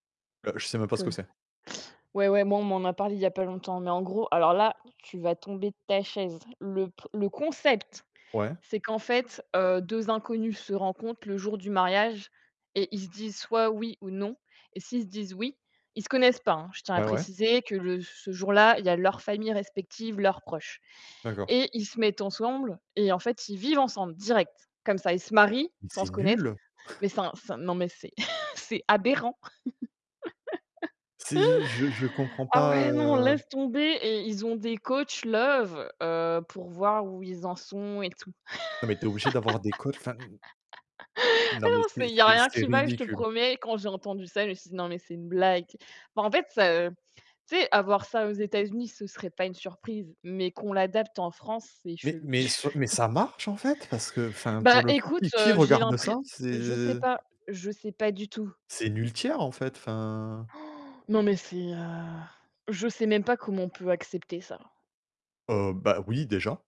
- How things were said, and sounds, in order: static; chuckle; chuckle; stressed: "aberrant"; laugh; in English: "love"; laugh; distorted speech; laughing while speaking: "Tu vois ?"; chuckle; unintelligible speech; gasp
- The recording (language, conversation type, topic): French, unstructured, La télé-réalité valorise-t-elle vraiment des comportements négatifs ?